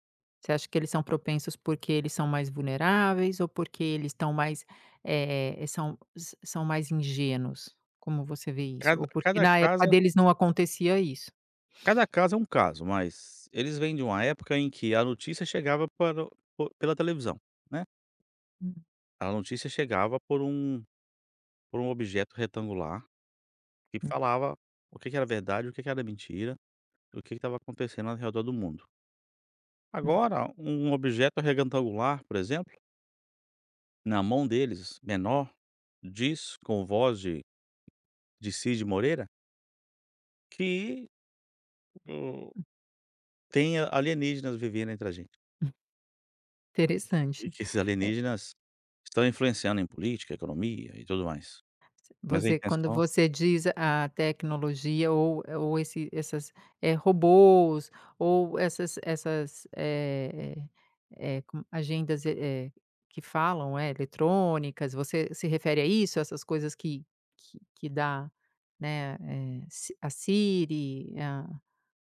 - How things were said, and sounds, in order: tapping; "retangular" said as "regantangular"
- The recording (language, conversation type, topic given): Portuguese, podcast, Como a tecnologia alterou a conversa entre avós e netos?